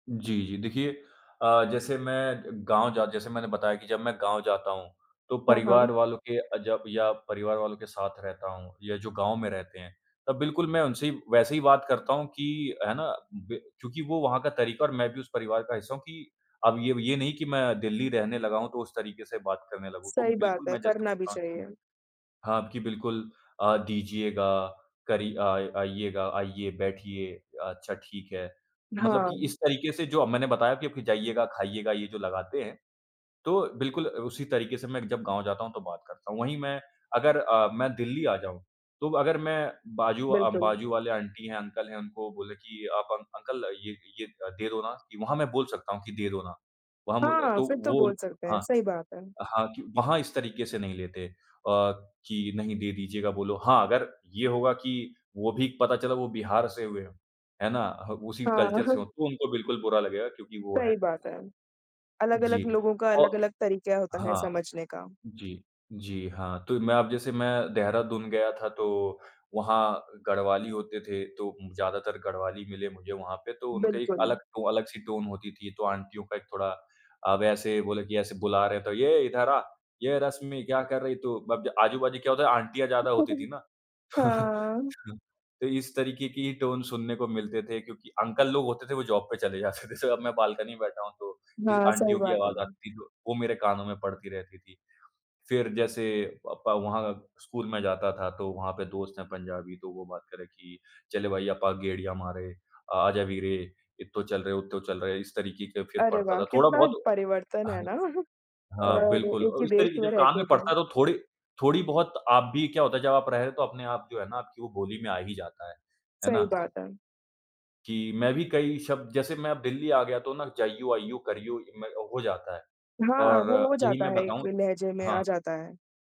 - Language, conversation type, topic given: Hindi, podcast, जब आप भाषा बदलते हैं, तो आपको कैसा महसूस होता है?
- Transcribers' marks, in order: in English: "आंटी"; in English: "अंकल"; in English: "अंक अंकल"; chuckle; in English: "कल्चर"; chuckle; in English: "टोन"; chuckle; in English: "टोन"; in English: "अंकल"; in English: "जॉब"; laughing while speaking: "जाते थे"; laughing while speaking: "ना?"